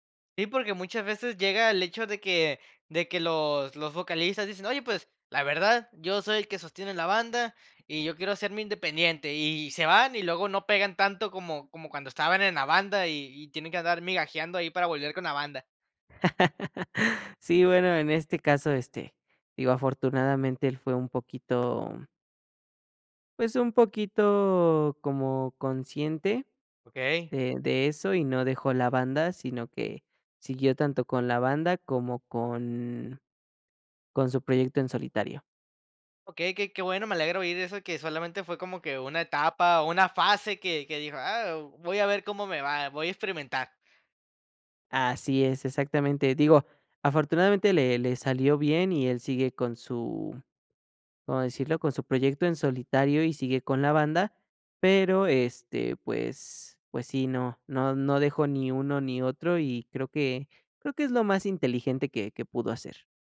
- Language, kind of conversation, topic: Spanish, podcast, ¿Qué canción sientes que te definió durante tu adolescencia?
- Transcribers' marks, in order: laugh